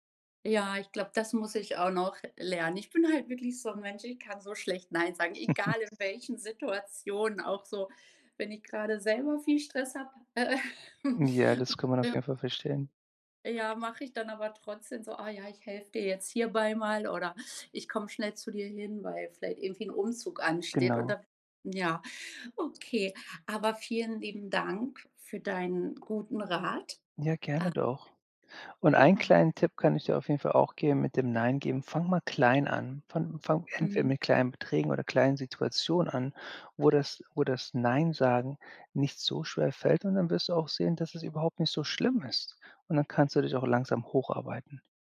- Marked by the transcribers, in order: chuckle; chuckle; other noise; other background noise
- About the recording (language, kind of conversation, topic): German, advice, Was kann ich tun, wenn ein Freund oder eine Freundin sich Geld leiht und es nicht zurückzahlt?